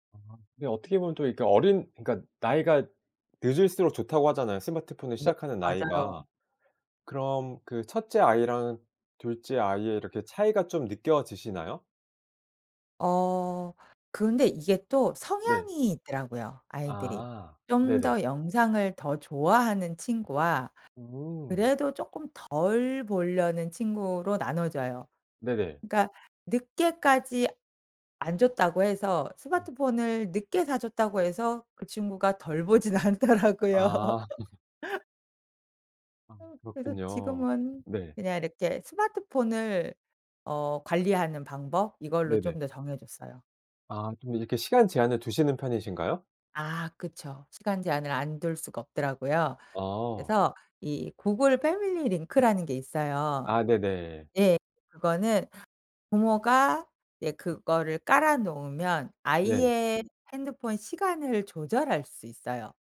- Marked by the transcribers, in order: laughing while speaking: "않더라고요"; laugh
- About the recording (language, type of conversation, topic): Korean, podcast, 아이들의 화면 시간을 어떻게 관리하시나요?